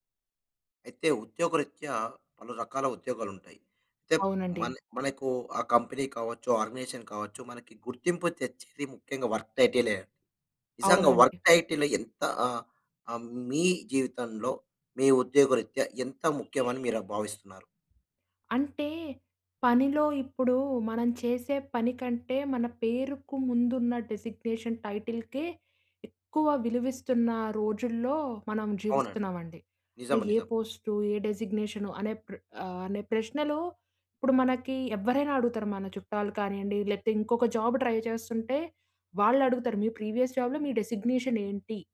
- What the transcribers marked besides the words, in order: in English: "కంపెనీ"; in English: "ఆర్గనైజేషన్"; in English: "వర్క్ టైటి‌లే"; in English: "వర్క్ టైటిల్"; horn; in English: "డెజిగ్నేషన్ టైటిల్‌కే"; in English: "ట్రై"; in English: "ప్రీవియస్ జాబ్‌లో"
- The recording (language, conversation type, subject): Telugu, podcast, ఉద్యోగ హోదా మీకు ఎంత ప్రాముఖ్యంగా ఉంటుంది?